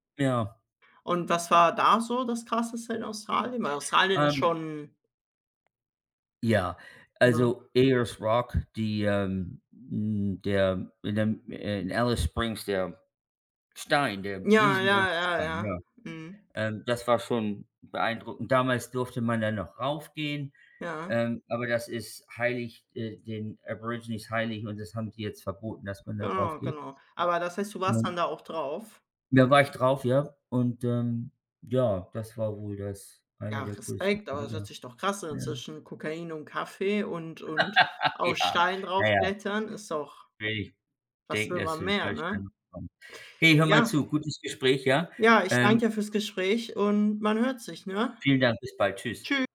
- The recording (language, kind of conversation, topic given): German, unstructured, Was war dein schönstes Erlebnis auf Reisen?
- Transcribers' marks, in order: other background noise; tapping; put-on voice: "Ayers Rock"; put-on voice: "Alice Springs"; laugh